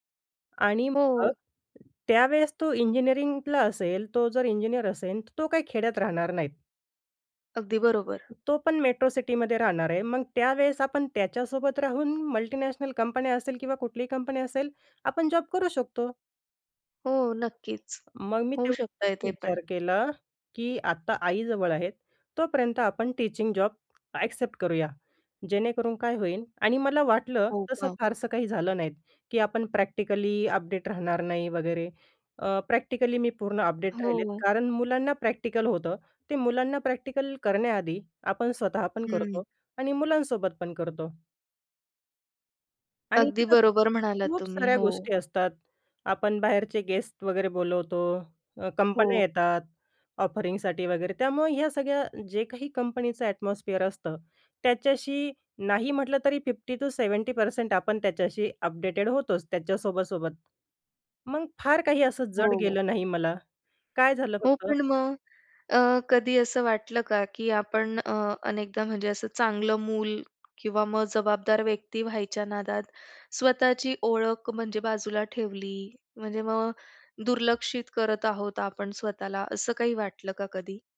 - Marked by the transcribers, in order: tapping; in English: "मेट्रो सिटीमध्ये"; in English: "मल्टिनॅशनल"; trusting: "आपण जॉब करू शकतो"; in English: "टीचिंग"; in English: "ॲक्सेप्ट"; in English: "प्रॅक्टिकली अपडेट"; in English: "प्रॅक्टिकली"; in English: "अपडेट"; in English: "प्रॅक्टिकल"; in English: "प्रॅक्टिकल"; in English: "गेस्ट"; in English: "ऑफरिंगसाठी"; in English: "एटमॉस्फिअर"; in English: "फिफ्टी टू सेव्हंटी पर्सेंट"; in English: "अपडेटेड"
- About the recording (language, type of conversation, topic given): Marathi, podcast, बाह्य अपेक्षा आणि स्वतःच्या कल्पनांमध्ये सामंजस्य कसे साधावे?